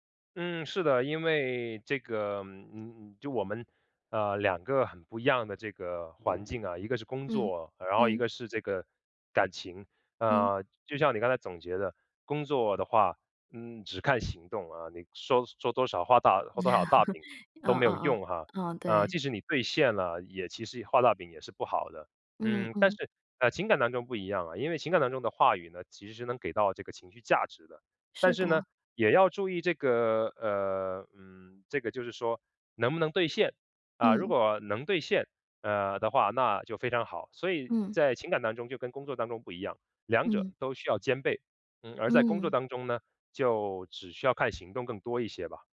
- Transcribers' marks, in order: other background noise; chuckle
- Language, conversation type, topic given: Chinese, podcast, 你认为长期信任更多是靠言语，还是靠行动？